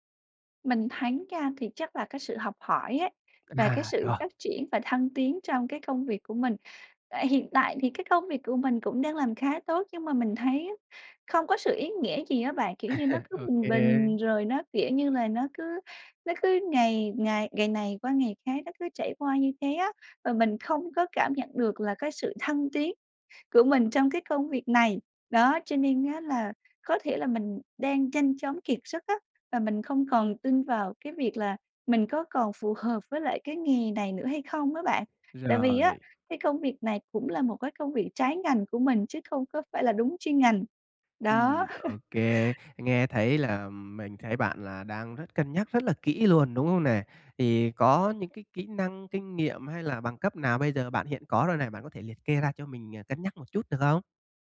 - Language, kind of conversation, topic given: Vietnamese, advice, Làm sao để xác định mục tiêu nghề nghiệp phù hợp với mình?
- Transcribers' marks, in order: laugh; laugh; tapping